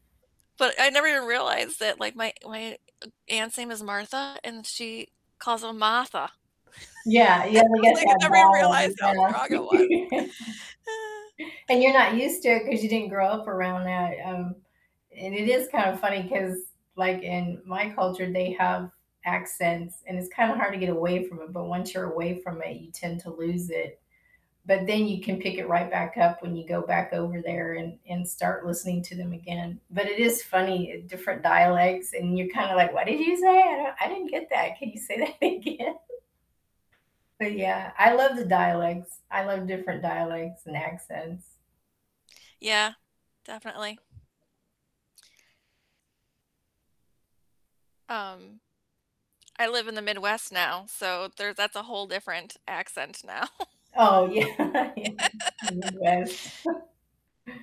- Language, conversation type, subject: English, unstructured, How can storytelling help us understand ourselves?
- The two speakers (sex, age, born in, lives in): female, 40-44, United States, United States; female, 55-59, United States, United States
- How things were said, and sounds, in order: distorted speech; put-on voice: "her Martha"; laugh; laugh; sigh; laughing while speaking: "that again?"; other background noise; laughing while speaking: "yeah"; laughing while speaking: "now"; laugh; chuckle